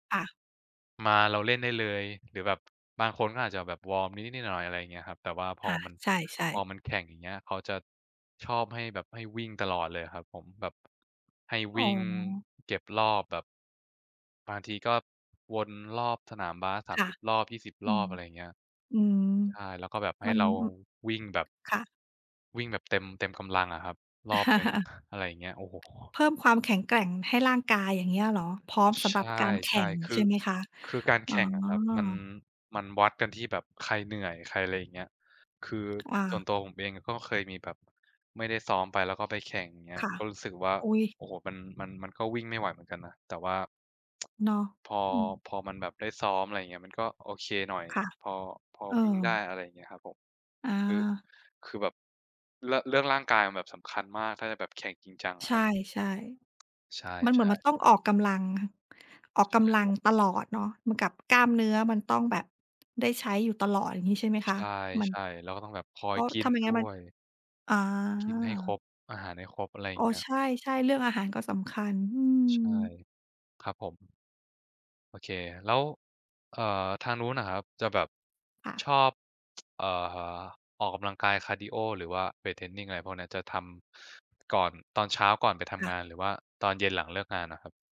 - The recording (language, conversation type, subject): Thai, unstructured, คุณคิดว่าการออกกำลังกายแบบไหนทำให้คุณมีความสุขที่สุด?
- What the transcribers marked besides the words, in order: tapping; laugh; other noise; wind; tsk; tsk; tsk